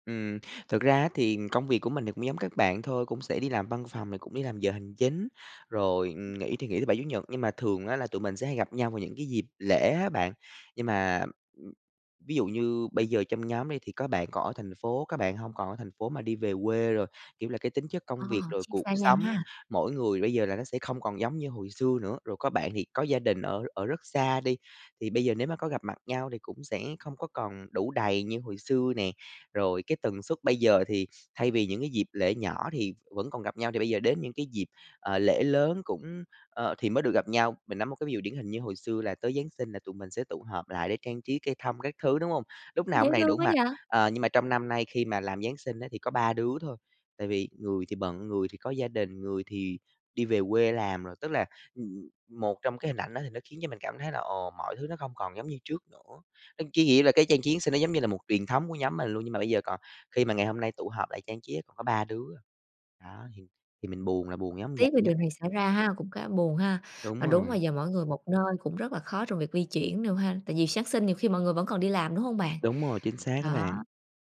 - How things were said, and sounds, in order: other background noise
- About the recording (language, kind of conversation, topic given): Vietnamese, advice, Làm sao để giữ liên lạc với bạn bè khi bạn rất bận rộn?